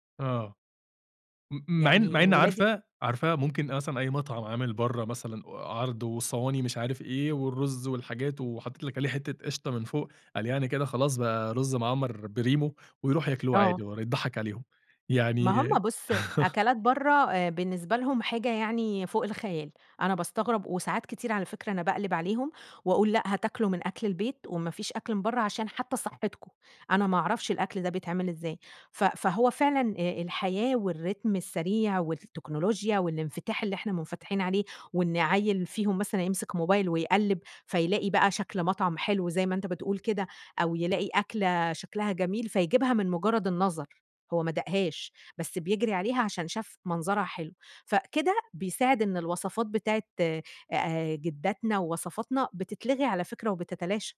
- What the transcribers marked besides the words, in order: laugh; in English: "والرتم"
- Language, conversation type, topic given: Arabic, podcast, إزاي الوصفة عندكم اتوارثت من جيل لجيل؟